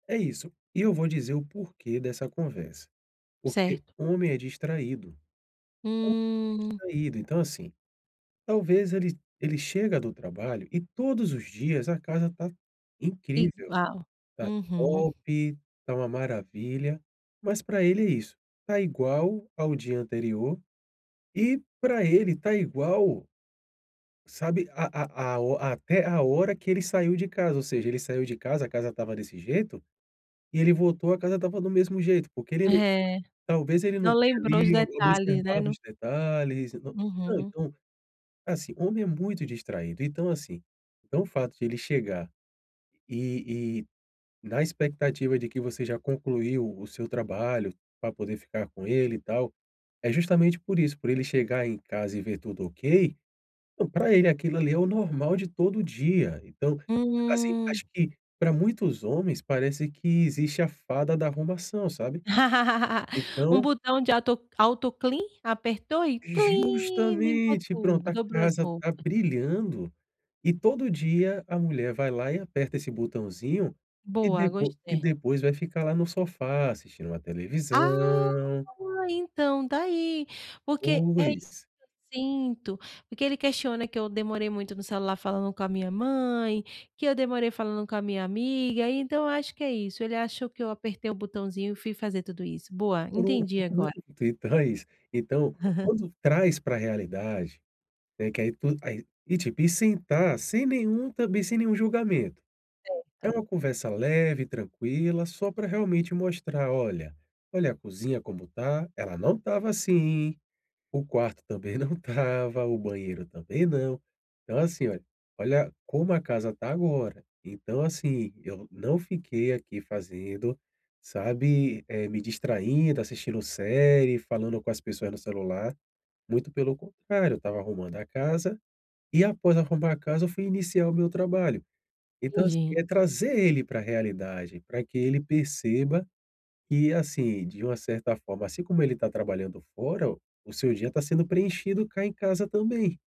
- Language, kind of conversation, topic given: Portuguese, advice, Como posso apoiar meu parceiro sem minimizar os sentimentos dele?
- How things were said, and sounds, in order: drawn out: "Hum"; tapping; in English: "top"; unintelligible speech; drawn out: "Hum"; laugh; in English: "auto-clean"; other noise; in English: "clean"; drawn out: "televisão"; unintelligible speech; chuckle